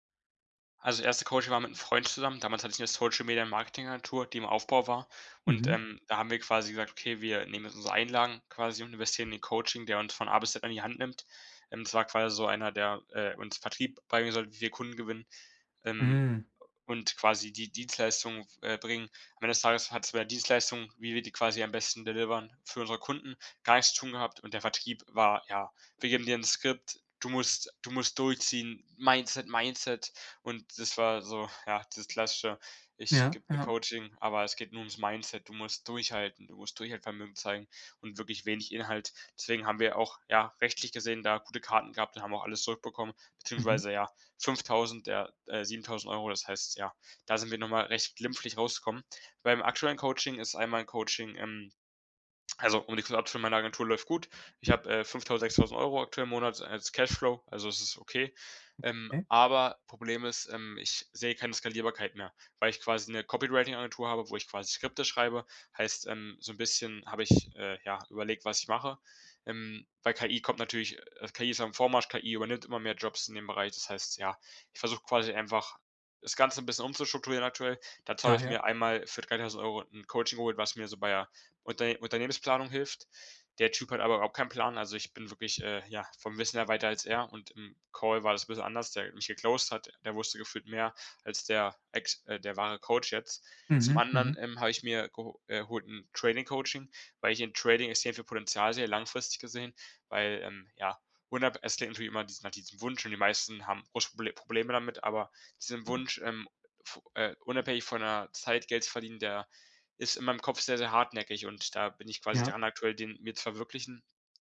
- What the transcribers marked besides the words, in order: in English: "delivern"; other background noise; in English: "geclosed"
- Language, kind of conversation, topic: German, advice, Wie kann ich einen Mentor finden und ihn um Unterstützung bei Karrierefragen bitten?